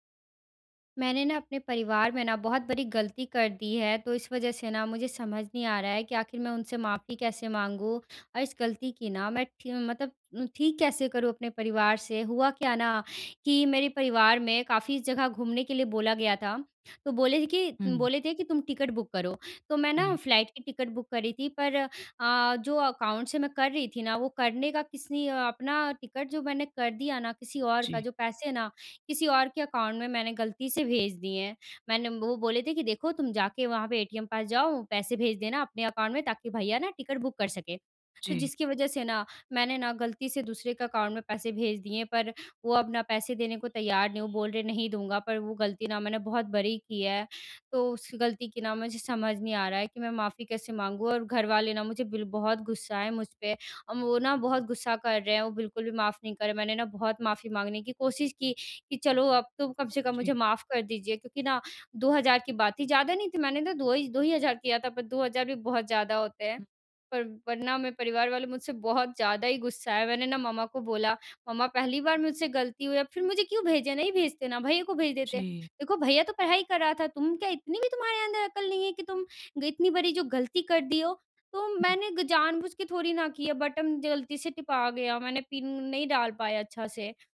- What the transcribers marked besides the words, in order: in English: "टिकट बुक"; in English: "फ्लाइट"; in English: "टिकट बुक"; in English: "अकाउंट"; in English: "अकाउंट"; in English: "अकाउंट"; tapping; in English: "टिकट बुक"; in English: "अकाउंट"; in English: "बटन"
- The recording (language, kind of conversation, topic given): Hindi, advice, मैं अपनी गलती स्वीकार करके उसे कैसे सुधारूँ?